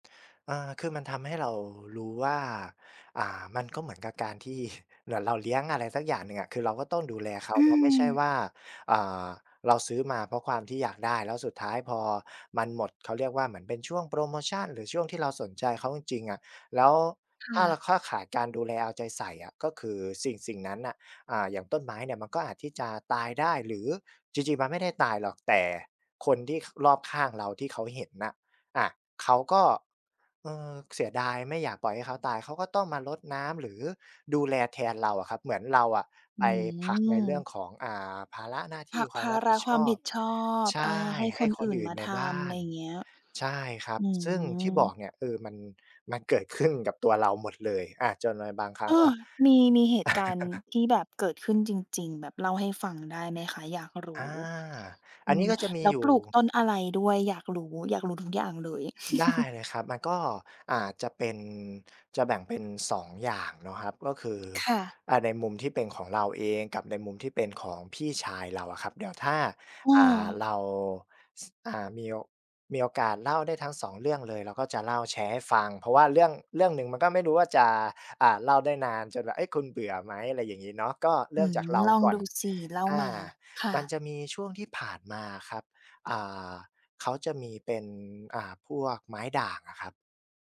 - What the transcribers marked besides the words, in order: chuckle; tapping; chuckle; chuckle
- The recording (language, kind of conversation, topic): Thai, podcast, การปลูกพืชสอนอะไรเกี่ยวกับความรับผิดชอบบ้าง?